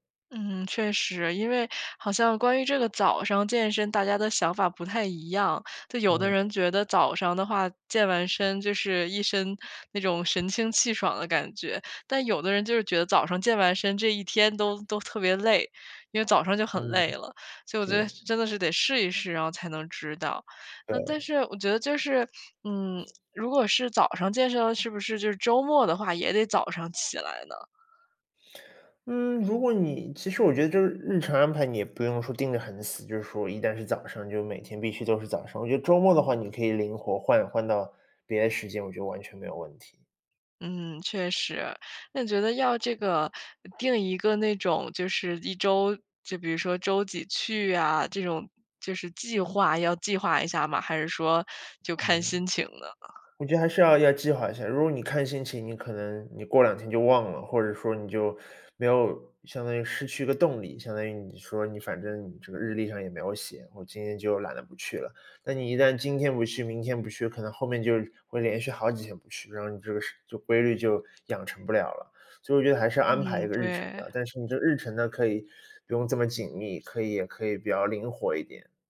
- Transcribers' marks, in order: other background noise
- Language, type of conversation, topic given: Chinese, advice, 如何才能养成规律运动的习惯，而不再三天打鱼两天晒网？